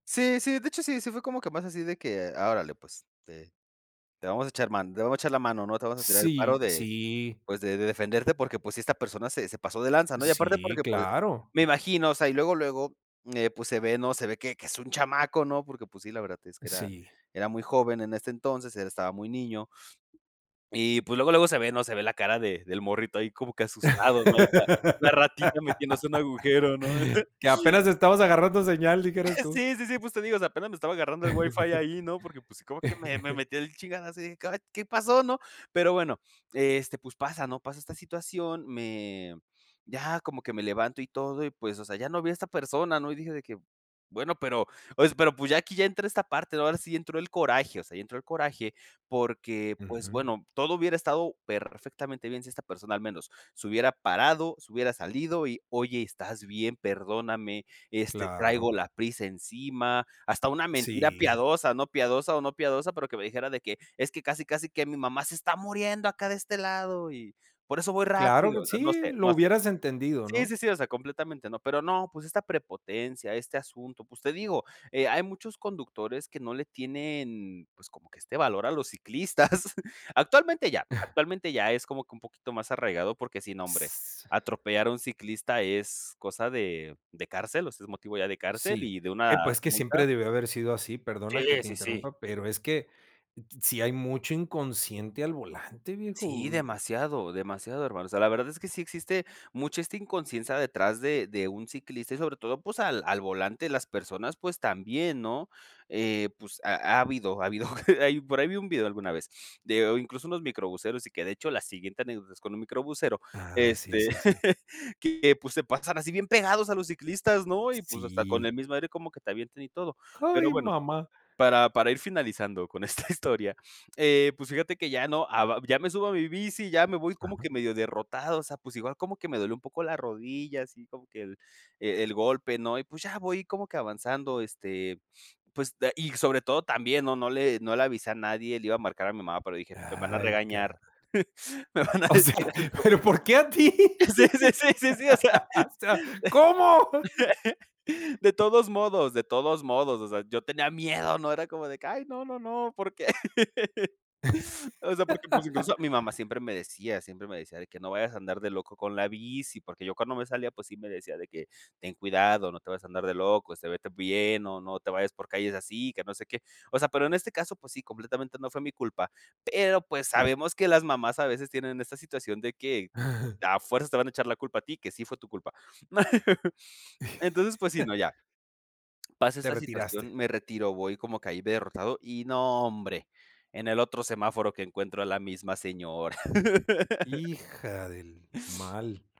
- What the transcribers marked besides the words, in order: laugh; chuckle; tapping; chuckle; chuckle; laugh; laughing while speaking: "con esta historia"; laughing while speaking: "me van a decir algo"; laughing while speaking: "O sea, pero, ¿por qué a ti? O sea, ¿Cómo?"; laughing while speaking: "Sí, sí, sí, sí, sí. O sea"; chuckle; laugh; laugh; chuckle; laugh
- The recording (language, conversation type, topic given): Spanish, podcast, ¿Qué accidente recuerdas, ya sea en bicicleta o en coche?